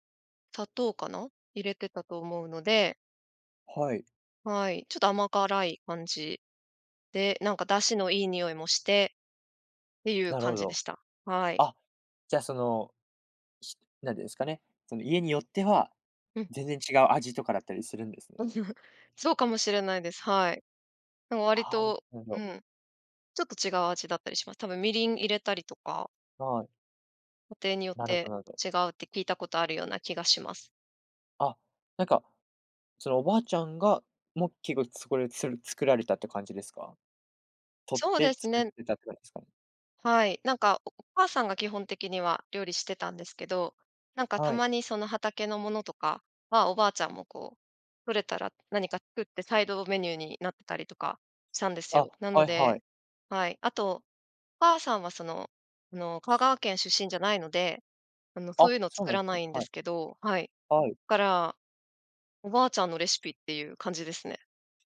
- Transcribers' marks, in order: chuckle; other background noise
- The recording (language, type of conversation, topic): Japanese, podcast, おばあちゃんのレシピにはどんな思い出がありますか？